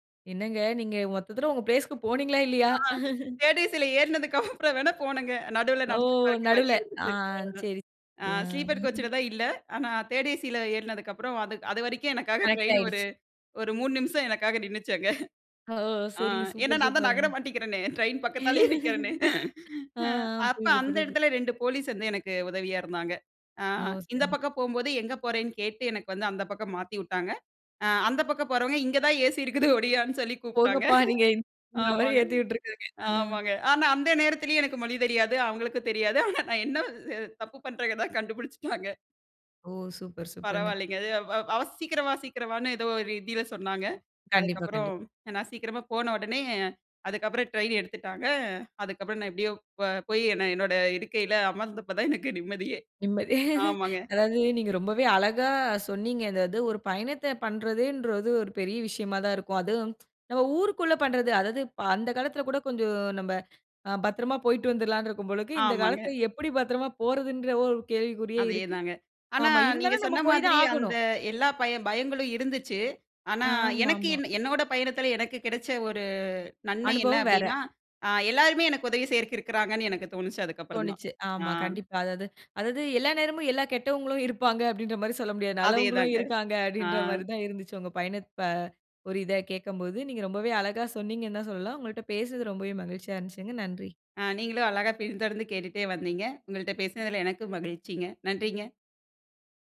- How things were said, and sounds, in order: laughing while speaking: "ஆ தேர்ட் ஏசில ஏறினதுக்கு அப்புறம் … தப்பு பண்றேங்கிறத கண்டுபுடிச்சுட்டாங்க"; laugh; in English: "ஸ்லீப்பர் கோச்ல"; other background noise; laugh; laughing while speaking: "பரவாயில்லங்க. அது அ வ சீக்கிரம் … அதுக்கப்புறம் ட்ரெயின் எடுத்துட்டாங்க"; chuckle; tsk; laughing while speaking: "அந்த காலத்துல கூட கொஞ்சம் நம்ப … ஒரு கேள்விக்குறியே இருக்கு"; laughing while speaking: "அதாவது எல்லா நேரமும் எல்லா கெட்டவங்களும் இருப்பாங்க. அப்டீன்ற மாதிரி சொல்ல முடியாது. நல்லவங்களும் இருக்காங்க"
- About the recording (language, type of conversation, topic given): Tamil, podcast, தனியாகப் பயணம் செய்த போது நீங்கள் சந்தித்த சவால்கள் என்னென்ன?